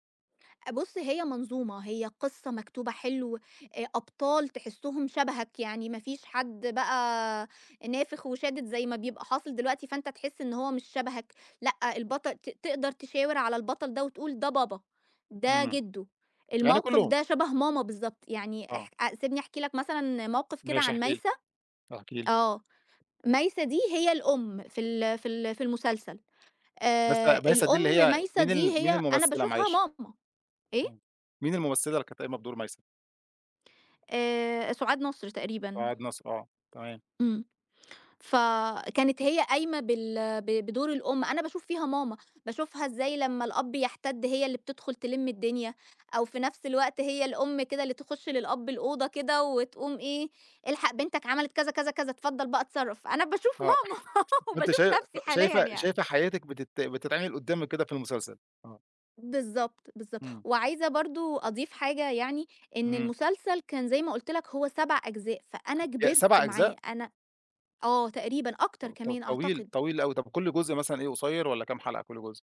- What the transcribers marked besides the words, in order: laughing while speaking: "أنا باشوف ماما، وباشوف نفسِي حاليًا يعني"; laugh; tapping
- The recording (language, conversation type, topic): Arabic, podcast, إيه فيلم أو مسلسل حسّيت إنه عبّر عن ثقافتك بجد وبشكل مظبوط؟